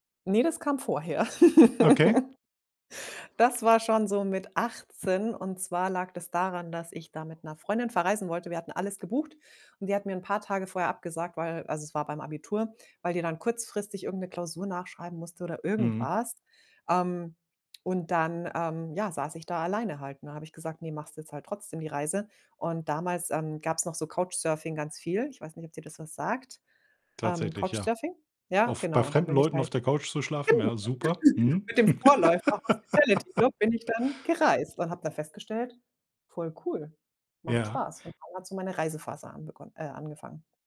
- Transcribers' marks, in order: chuckle; unintelligible speech; laugh
- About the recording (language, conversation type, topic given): German, podcast, Wann bist du ein Risiko eingegangen, und wann hat es sich gelohnt?